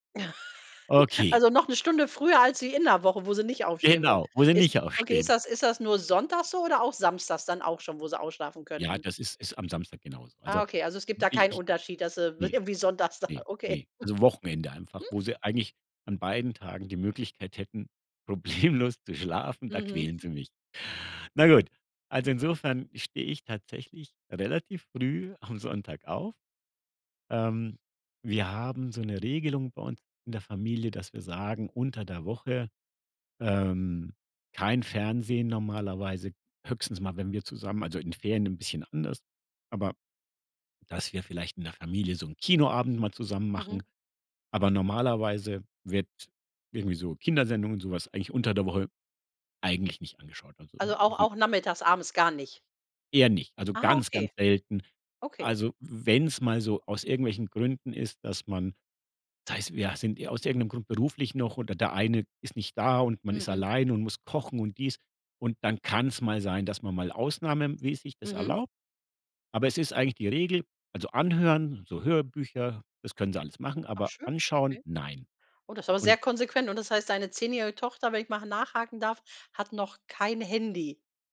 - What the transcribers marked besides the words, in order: chuckle; laughing while speaking: "w irgendwie sonntags da okay"; chuckle; laughing while speaking: "problemlos zu schlafen"; laughing while speaking: "am"
- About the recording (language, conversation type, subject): German, podcast, Wie beginnt bei euch typischerweise ein Sonntagmorgen?